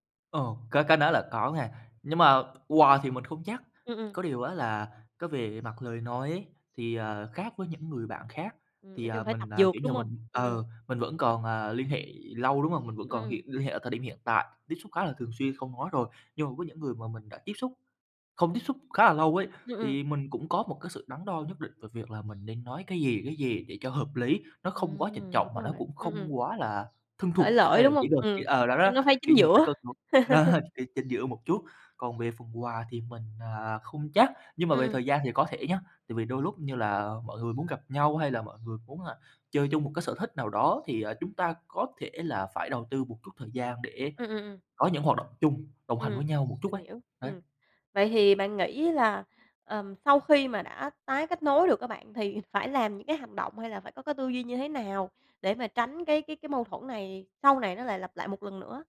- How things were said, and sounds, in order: tapping; other background noise; chuckle; laugh
- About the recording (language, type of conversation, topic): Vietnamese, podcast, Làm thế nào để tái kết nối với nhau sau một mâu thuẫn kéo dài?